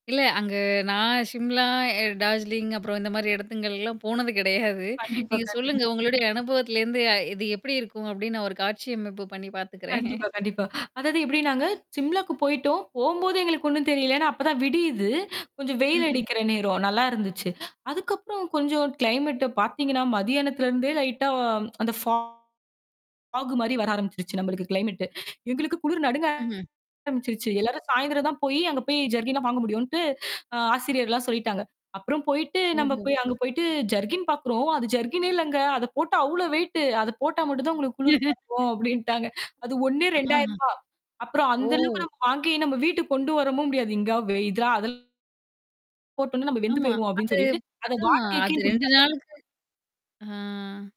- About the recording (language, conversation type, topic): Tamil, podcast, ஒரு தனி பயணத்தில் நினைவில் இருக்கும் சிறந்த நாள் பற்றி பேசலாமா?
- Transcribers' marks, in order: laughing while speaking: "போனது கிடையாது"; static; distorted speech; other background noise; laughing while speaking: "பாத்துக்கிறேன்"; laugh; tapping; unintelligible speech